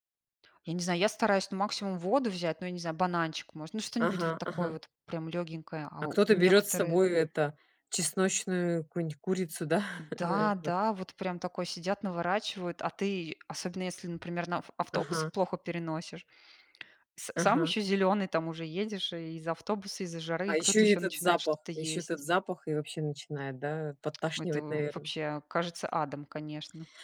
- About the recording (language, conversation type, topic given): Russian, unstructured, Что вас выводит из себя в общественном транспорте?
- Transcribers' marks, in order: chuckle; tapping